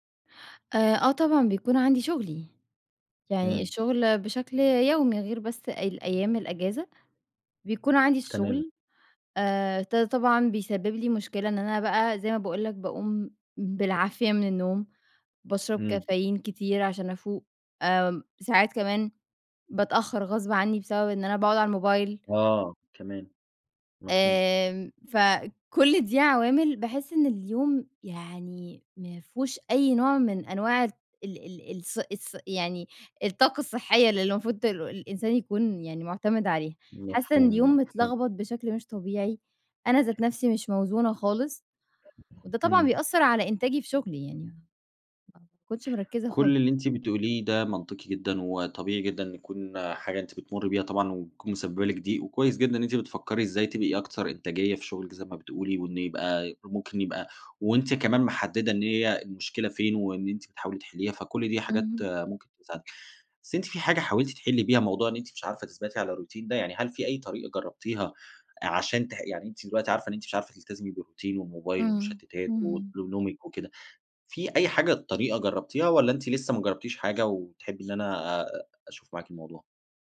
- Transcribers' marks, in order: tapping; other background noise; in English: "الروتين"; in English: "بالروتين"
- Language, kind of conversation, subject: Arabic, advice, إزاي أقدر أبني روتين صباحي ثابت ومايتعطلش بسرعة؟